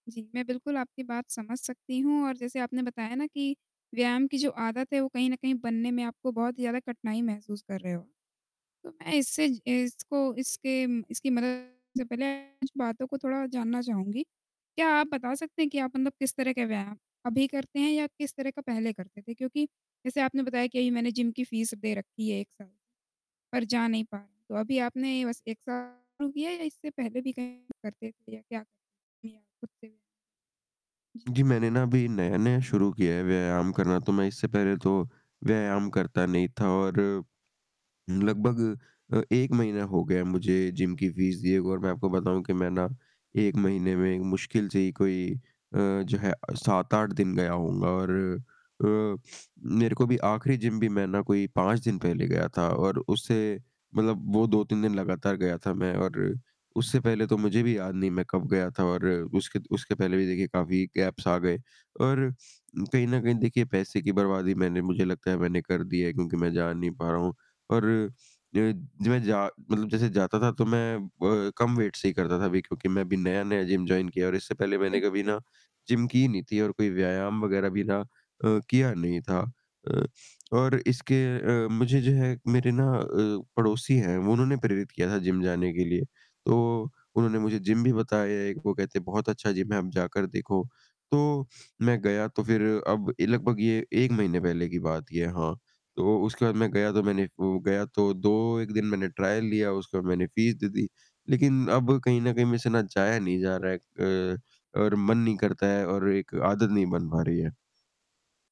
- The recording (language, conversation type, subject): Hindi, advice, आप व्यायाम की आदत लगातार बनाए रखने में असफल क्यों हो रहे हैं?
- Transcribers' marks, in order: distorted speech; in English: "फ़ीस"; unintelligible speech; in English: "फ़ीस"; sniff; in English: "गैप्स"; in English: "वेट"; in English: "जॉइन"; static; in English: "ट्रायल"; in English: "फ़ीस"